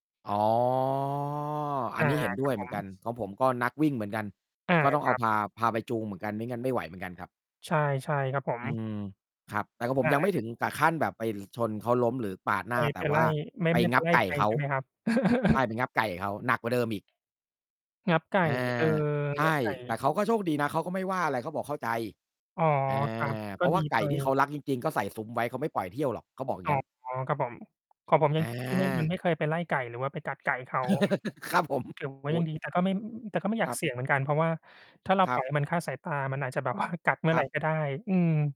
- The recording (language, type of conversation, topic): Thai, unstructured, คุณเคยมีประสบการณ์แปลก ๆ กับสัตว์ไหม?
- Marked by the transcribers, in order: drawn out: "อ๋อ"; distorted speech; static; chuckle; mechanical hum; unintelligible speech; chuckle; laughing while speaking: "ว่า"